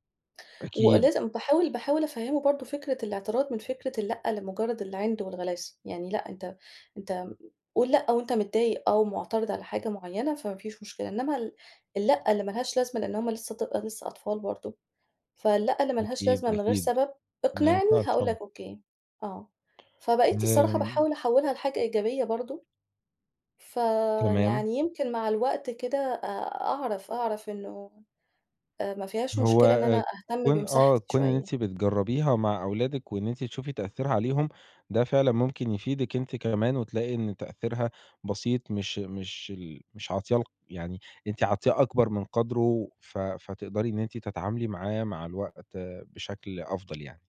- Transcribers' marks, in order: tapping
- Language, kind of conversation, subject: Arabic, advice, إزاي أقدر أقول "لا" من غير ما أحس بالذنب وأبطل أوافق على طلبات الناس على طول؟